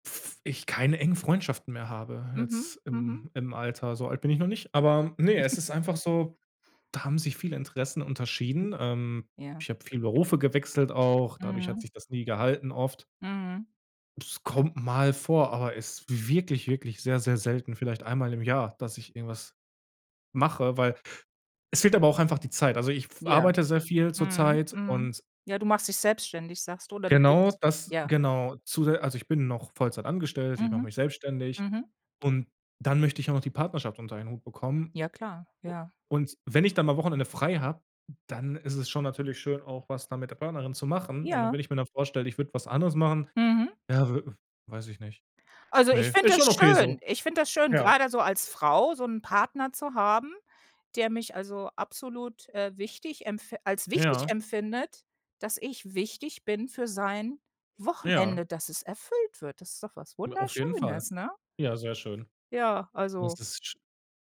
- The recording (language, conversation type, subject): German, podcast, Was macht ein Wochenende für dich wirklich erfüllend?
- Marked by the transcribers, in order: chuckle; background speech; other background noise